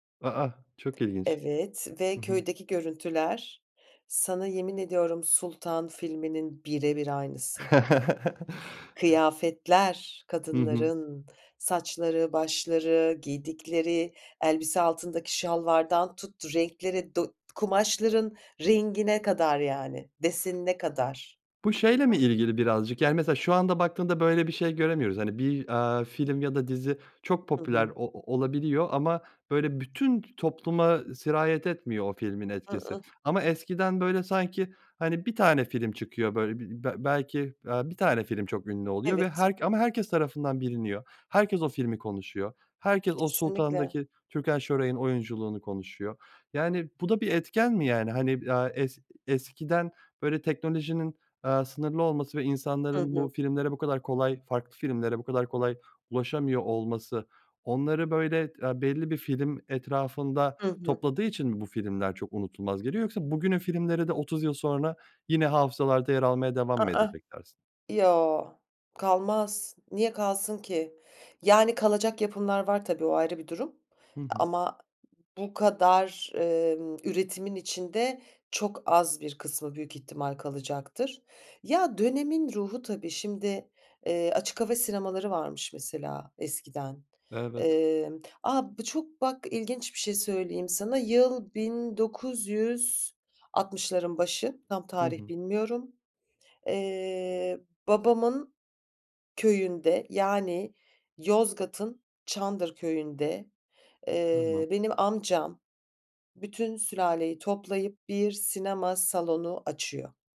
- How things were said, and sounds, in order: chuckle; other noise
- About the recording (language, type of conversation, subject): Turkish, podcast, Sence bazı filmler neden yıllar geçse de unutulmaz?